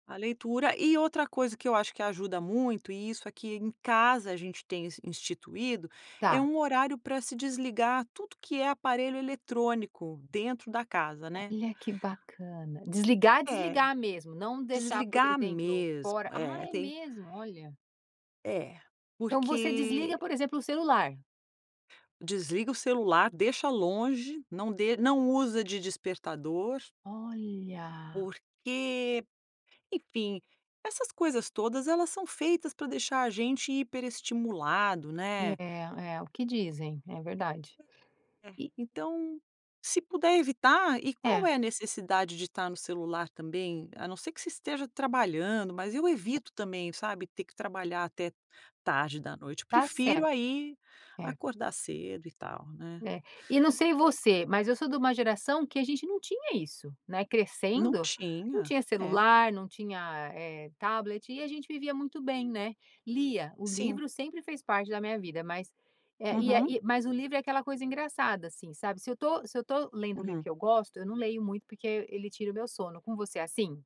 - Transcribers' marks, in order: other background noise; tapping
- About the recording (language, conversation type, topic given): Portuguese, podcast, O que você costuma fazer quando não consegue dormir?